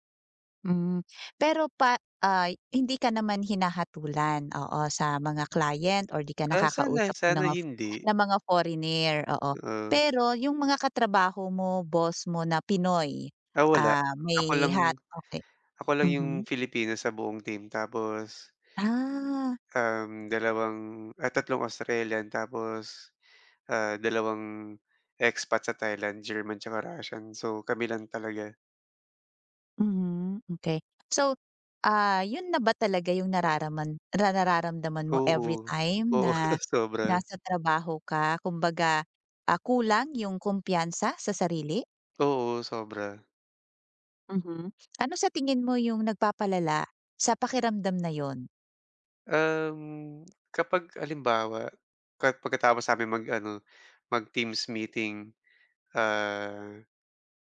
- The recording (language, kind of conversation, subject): Filipino, advice, Paano ko mapapanatili ang kumpiyansa sa sarili kahit hinuhusgahan ako ng iba?
- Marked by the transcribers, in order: tapping; other background noise; laughing while speaking: "Oo"